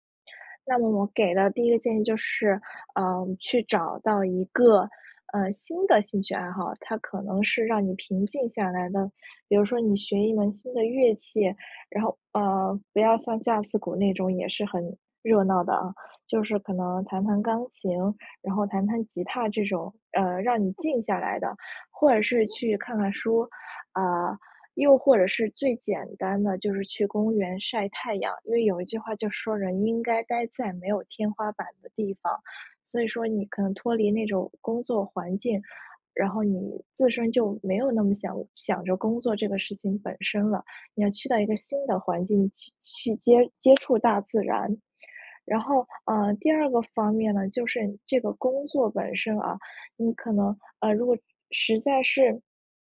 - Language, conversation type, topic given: Chinese, advice, 休息时间被工作侵占让你感到精疲力尽吗？
- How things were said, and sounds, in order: other background noise